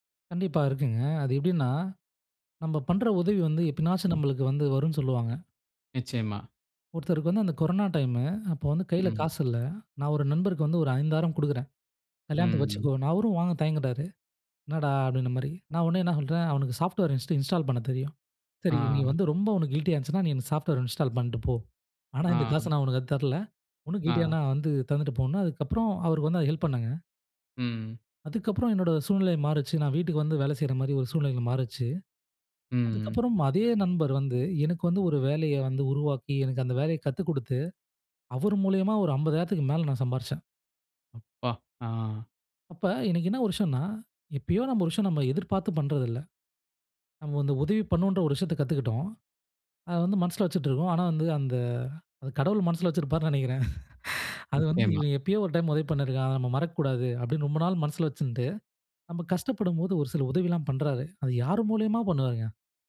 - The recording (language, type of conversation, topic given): Tamil, podcast, கற்றதை நீண்டகாலம் நினைவில் வைத்திருக்க நீங்கள் என்ன செய்கிறீர்கள்?
- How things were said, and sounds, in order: other background noise; in English: "சாஃப்ட்வேர் ஹிஸ்ட்ரி இன்ஸ்டால் பண்ண தெரியும்"; in English: "கில்டியா"; in English: "சாஃப்ட்வேர் இன்ஸ்டால்"; "அதுக்கு" said as "அது"; in English: "கில்டியாண்ணா"; surprised: "அப்பா"; chuckle; sigh